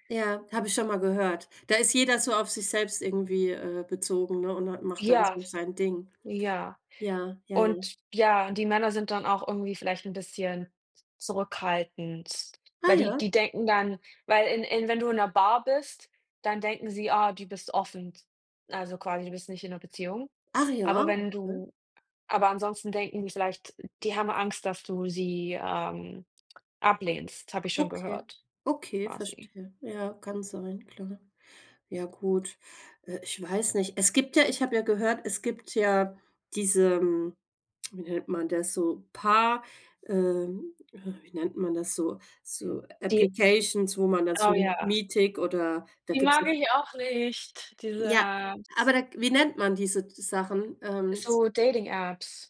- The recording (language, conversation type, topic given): German, unstructured, Wie zeigst du deinem Partner, dass du ihn schätzt?
- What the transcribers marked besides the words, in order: other background noise; anticipating: "Ah, ja"; in English: "applications"; drawn out: "nicht"